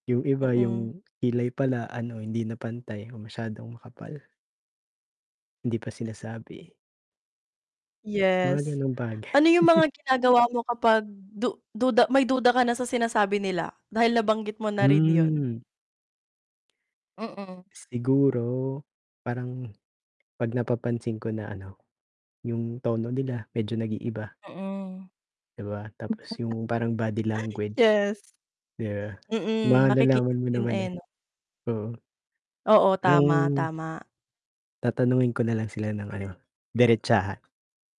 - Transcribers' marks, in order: other background noise; distorted speech; chuckle; chuckle; tapping
- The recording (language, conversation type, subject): Filipino, unstructured, Sa tingin mo ba laging tama ang pagsasabi ng totoo?